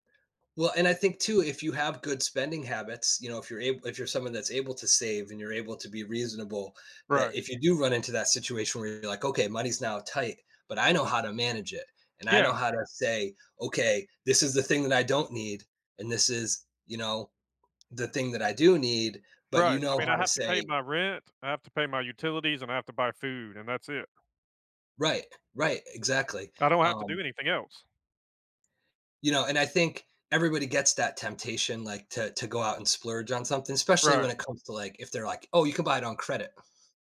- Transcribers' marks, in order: other background noise; tapping
- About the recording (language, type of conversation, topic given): English, unstructured, What habits or strategies help you stick to your savings goals?